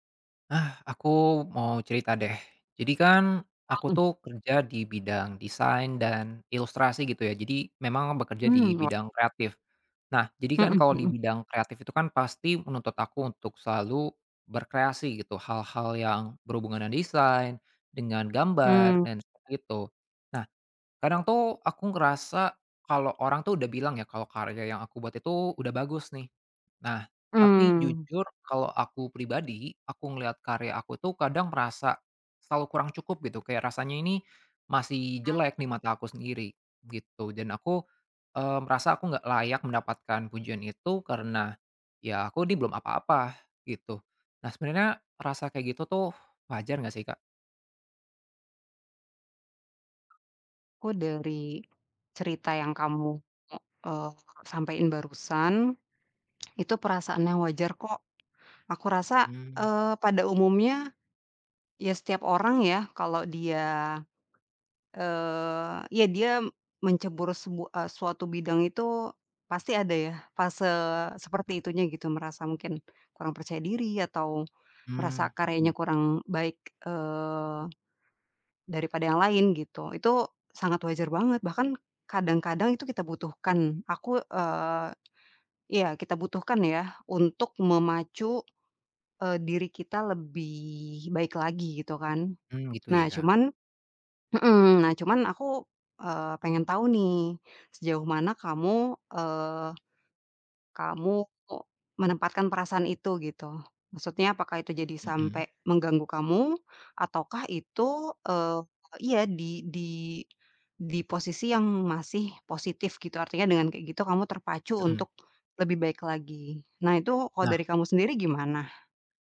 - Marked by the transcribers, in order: other background noise; tapping
- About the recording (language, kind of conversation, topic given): Indonesian, advice, Mengapa saya sulit menerima pujian dan merasa tidak pantas?